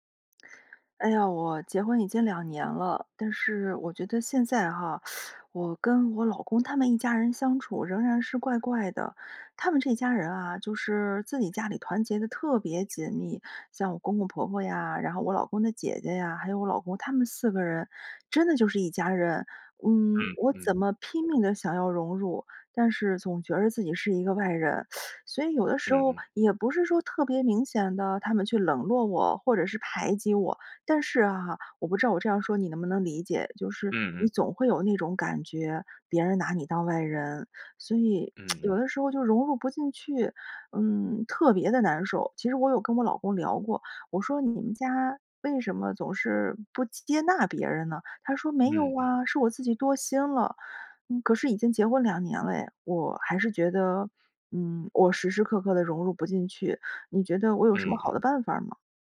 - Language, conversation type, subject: Chinese, advice, 被朋友圈排挤让我很受伤，我该如何表达自己的感受并处理这段关系？
- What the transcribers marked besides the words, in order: lip smack; teeth sucking; other background noise; teeth sucking; tsk